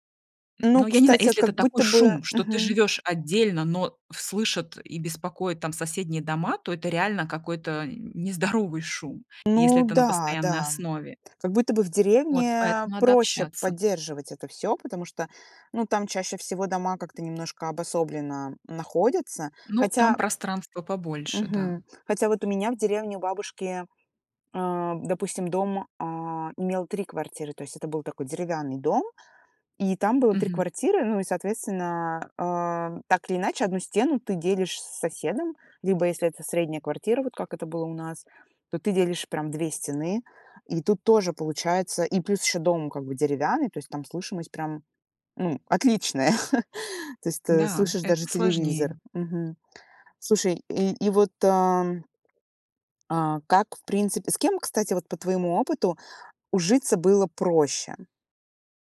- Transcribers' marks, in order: tapping; chuckle; laugh; swallow
- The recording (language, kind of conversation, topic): Russian, podcast, Что, по‑твоему, значит быть хорошим соседом?